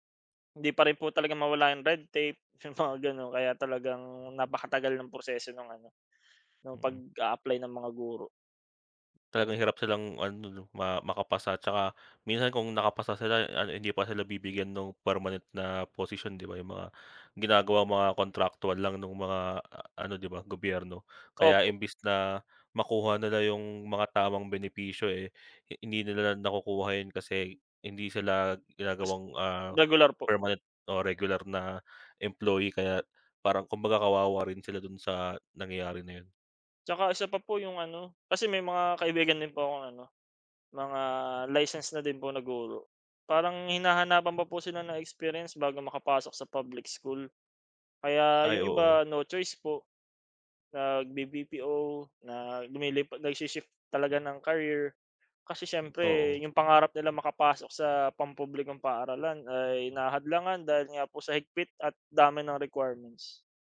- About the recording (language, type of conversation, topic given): Filipino, unstructured, Paano sa palagay mo dapat magbago ang sistema ng edukasyon?
- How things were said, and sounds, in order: laughing while speaking: "'yong mga gano'n"; tapping